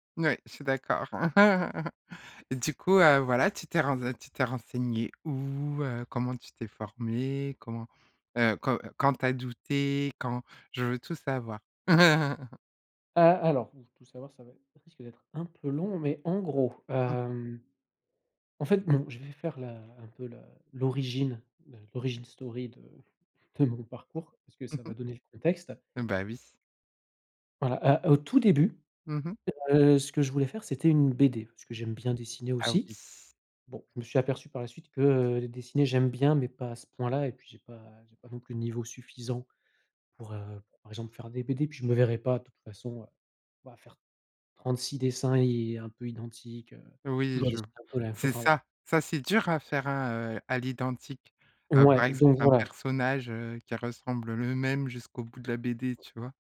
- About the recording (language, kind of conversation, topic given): French, podcast, Quelle compétence as-tu apprise en autodidacte ?
- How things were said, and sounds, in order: chuckle; chuckle; laughing while speaking: "de mon parcours"; other background noise